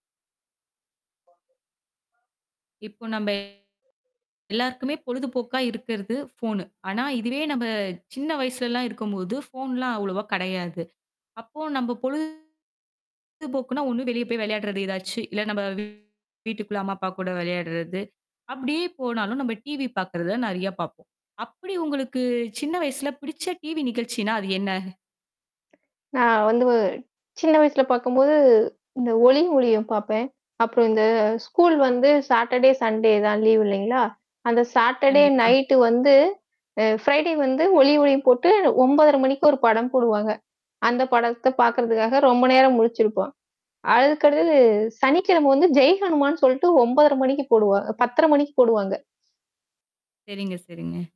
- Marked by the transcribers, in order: unintelligible speech; distorted speech; other noise; other background noise; tapping; in English: "சாட்டர்டே, சன்டே"; in English: "லீவு"; in English: "சாட்டர்டே நைட்"; static; in English: "ப்ரை டே"; unintelligible speech
- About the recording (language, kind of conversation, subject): Tamil, podcast, சிறுவயதில் நீங்கள் ரசித்து பார்த்த தொலைக்காட்சி நிகழ்ச்சி எது?